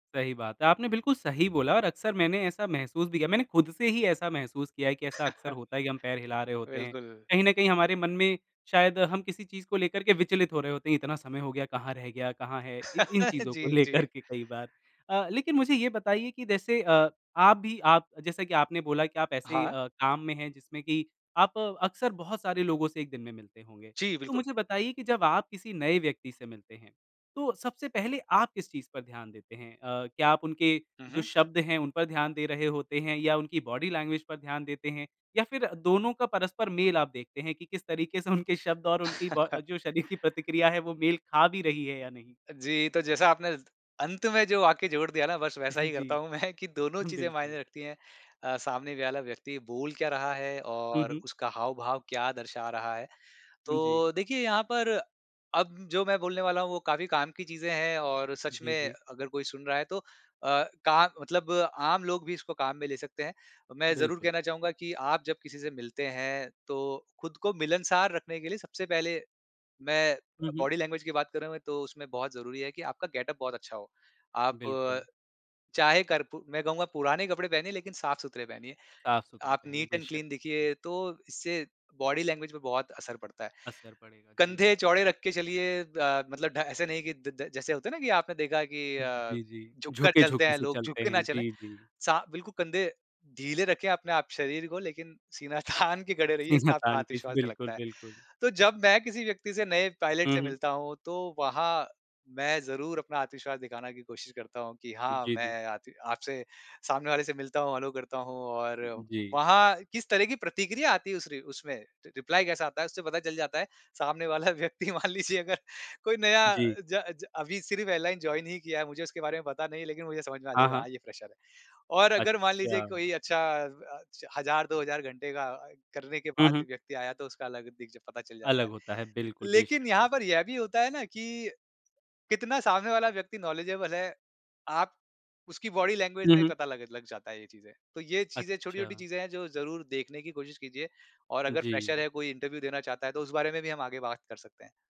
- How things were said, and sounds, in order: chuckle; chuckle; tapping; laughing while speaking: "लेकर के"; in English: "बॉडी लैंग्वेज"; laughing while speaking: "उनके"; chuckle; laughing while speaking: "शरीर"; chuckle; laughing while speaking: "मैं"; in English: "बॉडी लैंग्वेज"; in English: "गेटअप"; in English: "नीट एंड क्लीन"; in English: "बॉडी लैंग्वेज"; other noise; laughing while speaking: "तानके"; laughing while speaking: "सीना तानके"; in English: "पायलट"; in English: "हैलो"; in English: "रि रिप्लाई"; laughing while speaking: "वाला व्यक्ति मान लीजिए अगर"; in English: "एयरलाइन जॉइन"; in English: "फ़्रेशर"; other background noise; in English: "नॉलेजेबल"; in English: "बॉडी लैंग्वेज"; in English: "फ़्रेशर"
- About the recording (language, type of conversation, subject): Hindi, podcast, आप अपनी देह-भाषा पर कितना ध्यान देते हैं?